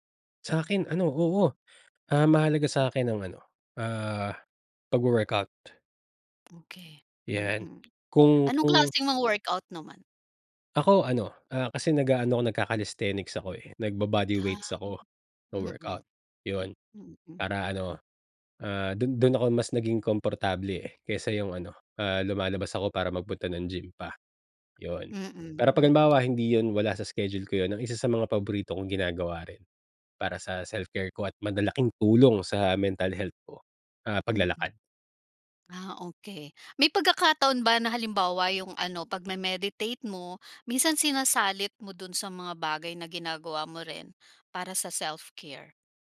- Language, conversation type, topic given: Filipino, podcast, Ano ang ginagawa mong self-care kahit sobrang busy?
- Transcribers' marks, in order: other background noise; in English: "nagka-calisthenics"; tapping; in English: "self care"; in English: "self care?"